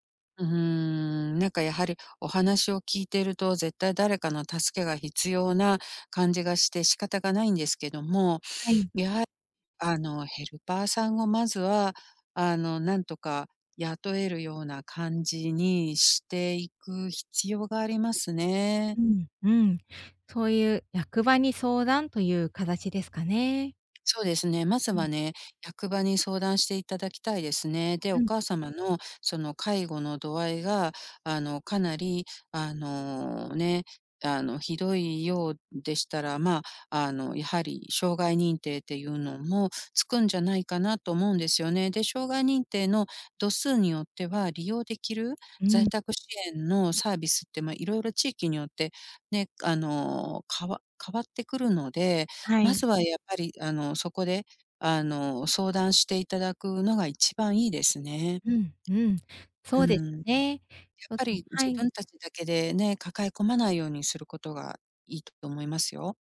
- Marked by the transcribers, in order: other background noise; tapping
- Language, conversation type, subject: Japanese, advice, 介護と仕事をどのように両立すればよいですか？